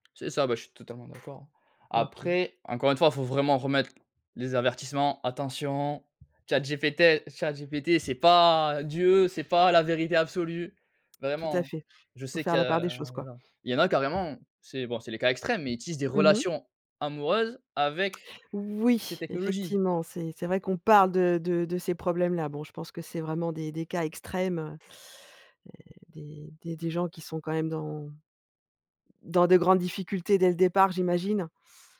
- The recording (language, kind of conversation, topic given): French, podcast, Comment utilises-tu internet pour apprendre au quotidien ?
- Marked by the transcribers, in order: tapping; other background noise; stressed: "amoureuses"